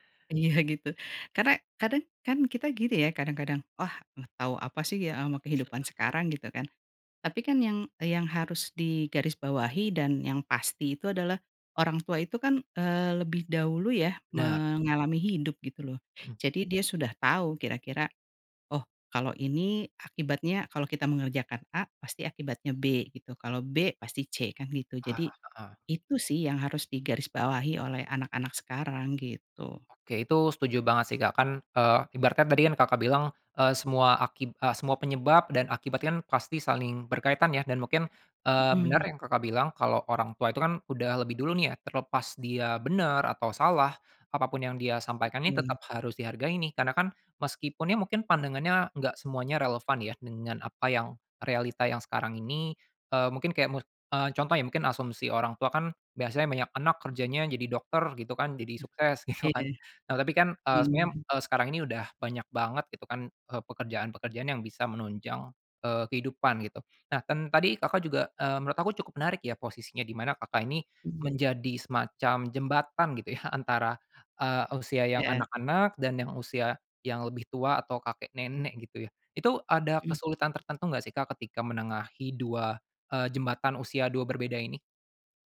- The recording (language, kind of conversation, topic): Indonesian, podcast, Bagaimana kamu menyeimbangkan nilai-nilai tradisional dengan gaya hidup kekinian?
- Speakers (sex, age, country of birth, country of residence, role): female, 45-49, Indonesia, Indonesia, guest; male, 25-29, Indonesia, Indonesia, host
- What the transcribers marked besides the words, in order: unintelligible speech; other background noise